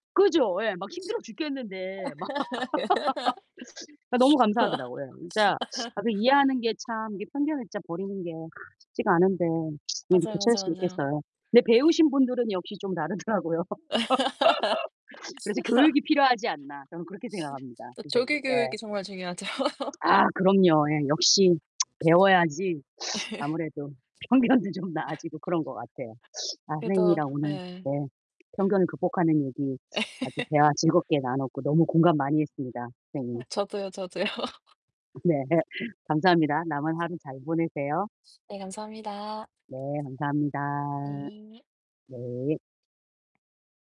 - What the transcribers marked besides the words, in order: other background noise; laugh; laughing while speaking: "막"; laugh; sigh; sniff; laughing while speaking: "다르더라고요"; static; laugh; laughing while speaking: "중요하죠"; laugh; lip smack; tsk; laugh; sniff; laughing while speaking: "편견도 좀 나아지고"; sniff; laugh; laughing while speaking: "네"; laugh
- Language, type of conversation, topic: Korean, unstructured, 사람들은 편견을 어떻게 극복할 수 있을까요?